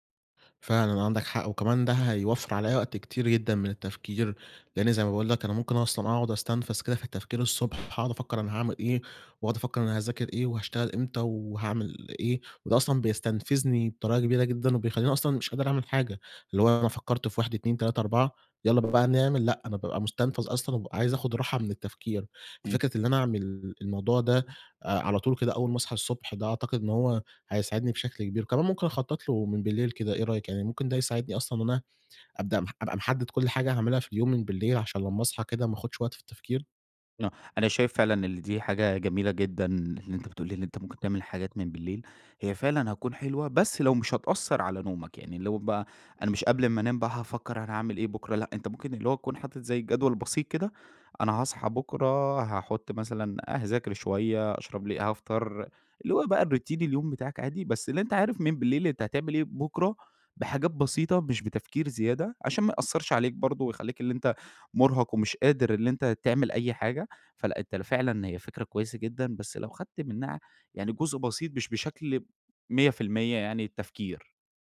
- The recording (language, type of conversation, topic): Arabic, advice, إزاي أعبّر عن إحساسي بالتعب واستنزاف الإرادة وعدم قدرتي إني أكمل؟
- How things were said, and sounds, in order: other background noise; in English: "الRoutine"